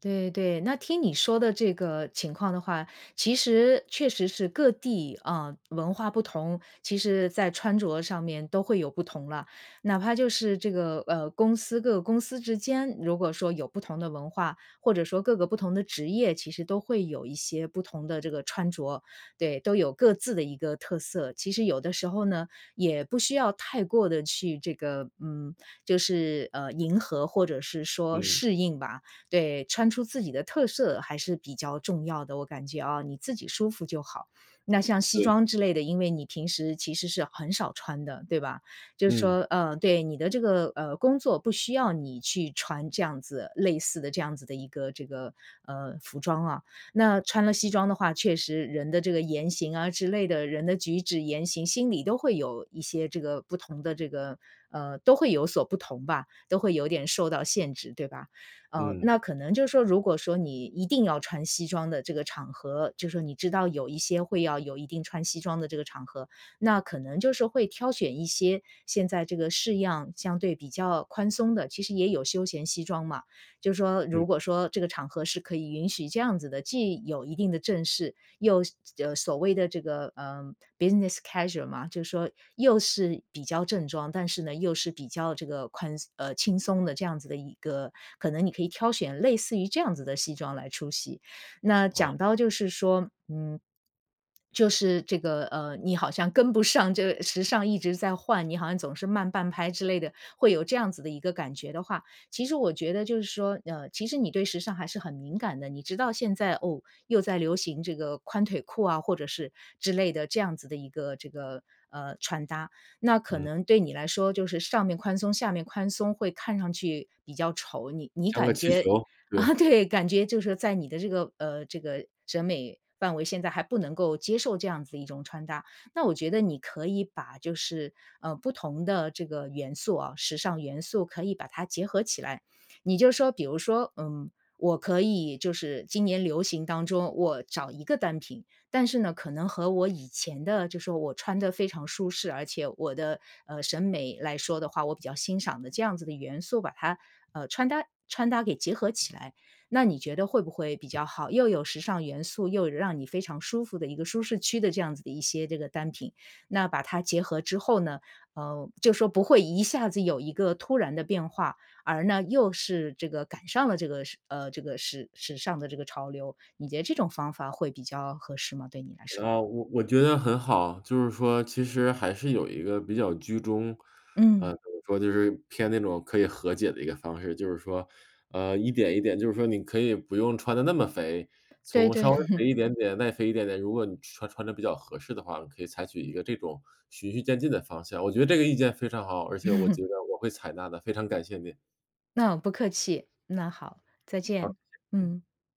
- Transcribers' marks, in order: other background noise; in English: "business casual"; laughing while speaking: "跟不上"; laugh; laughing while speaking: "对"; other noise; tapping; laugh; laugh; unintelligible speech
- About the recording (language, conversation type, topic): Chinese, advice, 我总是挑不到合适的衣服怎么办？